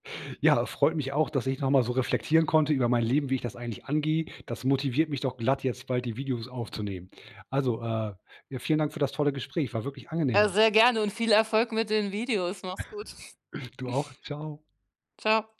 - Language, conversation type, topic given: German, podcast, Wie findest du die Balance zwischen Disziplin und Freiheit?
- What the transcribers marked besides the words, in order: chuckle